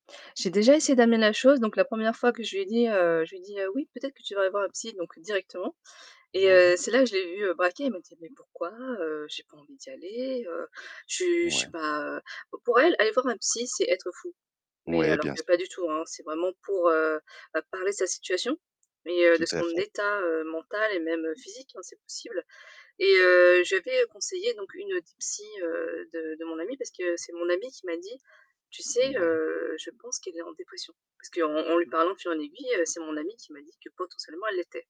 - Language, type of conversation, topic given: French, podcast, Comment peut-on être honnête sans blesser l’autre, selon toi ?
- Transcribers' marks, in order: tapping; background speech; distorted speech